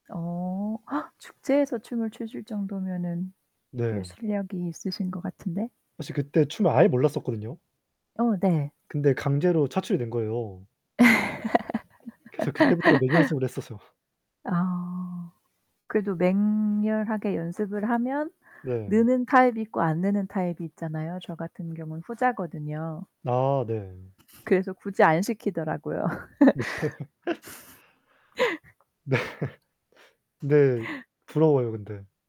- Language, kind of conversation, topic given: Korean, unstructured, 어떤 음악을 들으면 가장 기분이 좋아지나요?
- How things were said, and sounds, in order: static; gasp; laugh; other background noise; laughing while speaking: "시키더라고요"; laughing while speaking: "네"; tapping; laugh; laughing while speaking: "네"